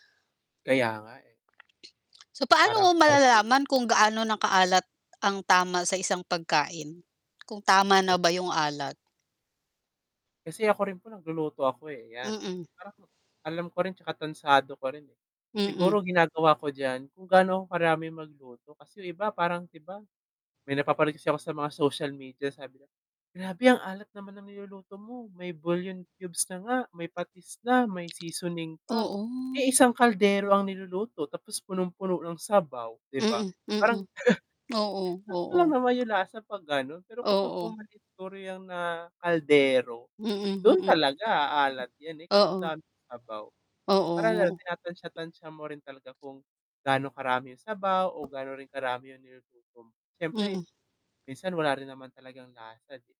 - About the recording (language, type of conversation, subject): Filipino, unstructured, Ano ang pakiramdam mo kapag kumakain ka ng mga pagkaing sobrang maalat?
- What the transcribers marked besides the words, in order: distorted speech; static; mechanical hum; snort; unintelligible speech; other background noise